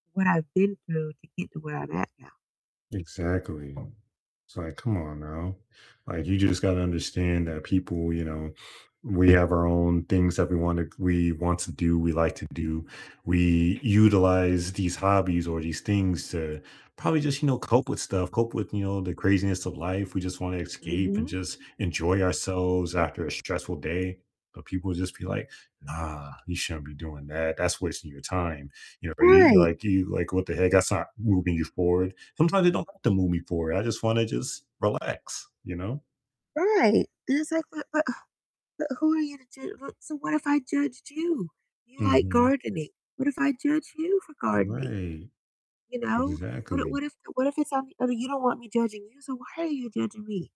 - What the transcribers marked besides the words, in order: tapping; static; distorted speech; scoff
- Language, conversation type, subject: English, unstructured, How do you feel about people who judge others’ hobbies?